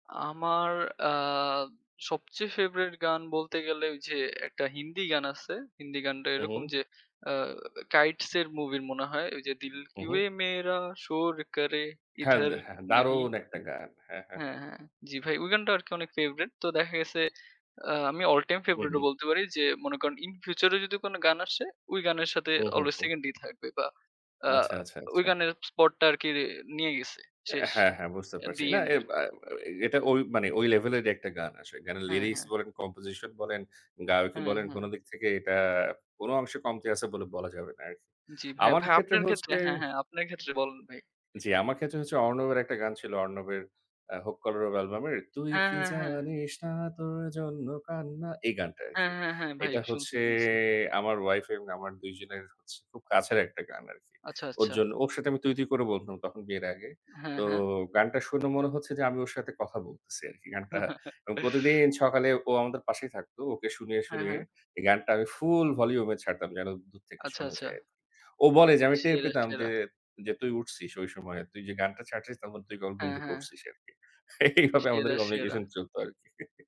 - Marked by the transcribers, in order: "ফেভারিট" said as "ফেভরাইট"; singing: "দিল কিউ এ ম্যারা শোর করে ইধার নেহি"; in Hindi: "দিল কিউ এ ম্যারা শোর করে ইধার নেহি"; "ফেভারিট" said as "ফেভরাইট"; "ফেভারিট" said as "ফেভরাইট"; singing: "তুই কি জানিস না তোর জন্য কান্না"; laugh; laughing while speaking: "এইভাবে"; in English: "কমিউনিকেশন"; chuckle
- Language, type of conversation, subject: Bengali, unstructured, আপনার জীবনে সঙ্গীতের কী প্রভাব পড়েছে?